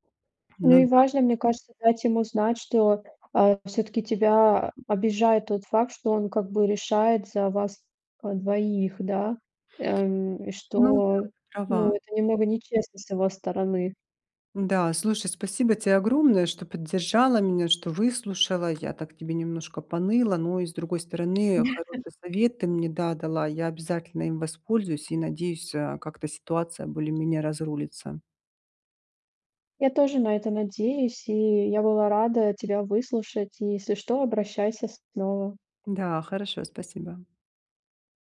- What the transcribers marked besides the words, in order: laughing while speaking: "Да"
- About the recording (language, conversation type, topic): Russian, advice, Как понять, совместимы ли мы с партнёром, если у нас разные жизненные приоритеты?